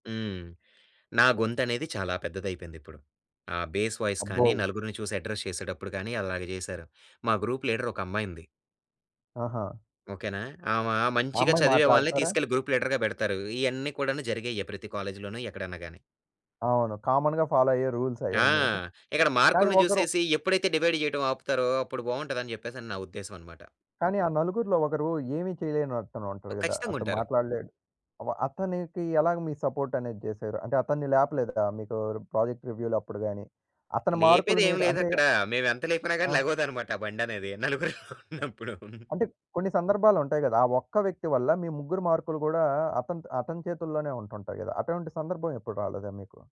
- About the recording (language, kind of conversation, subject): Telugu, podcast, పబ్లిక్ స్పీకింగ్‌లో ధైర్యం పెరగడానికి మీరు ఏ చిట్కాలు సూచిస్తారు?
- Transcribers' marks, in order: in English: "బేస్ వాయిస్"; in English: "అడ్రెస్"; in English: "గ్రూప్"; in English: "గ్రూప్ లీడర్‌గా"; in English: "కామన్‌గా ఫాలో"; giggle; in English: "డివైడ్"; laughing while speaking: "నలుగురు ఉన్నప్పుడు"